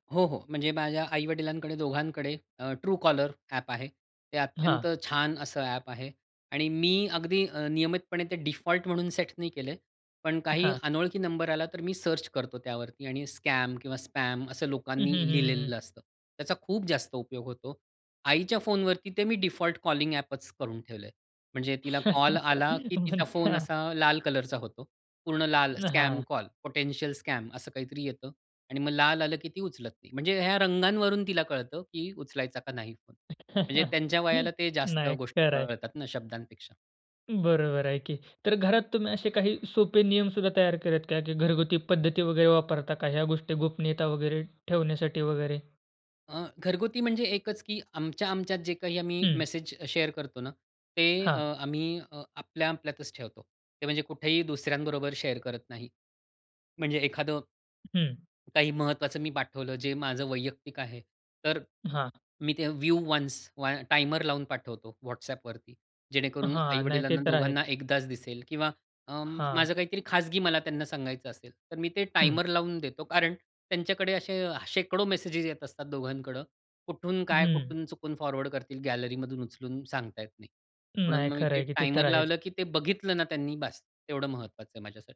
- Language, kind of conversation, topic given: Marathi, podcast, ऑनलाइन गोपनीयता जपण्यासाठी तुम्ही काय करता?
- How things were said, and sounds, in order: in English: "डिफॉल्ट"; in English: "स्कॅम"; in English: "डिफॉल्ट कॉलिंग"; laughing while speaking: "म्हण हां"; in English: "स्कॅम कॉल, पोटेन्शियल स्कॅम"; other background noise; laughing while speaking: "नाही. खरं आहे"; tapping; in English: "शेअर"; in English: "शेअर"; swallow; in English: "व्ह्यू वन्स"